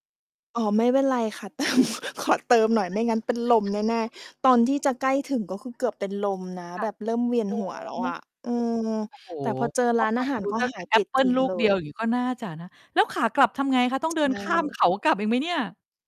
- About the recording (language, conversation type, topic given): Thai, podcast, คุณช่วยเล่าประสบการณ์การผจญภัยที่ทำให้มุมมองของคุณเปลี่ยนไปได้ไหม?
- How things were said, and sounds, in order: laughing while speaking: "เติม"; laugh; tapping; mechanical hum; distorted speech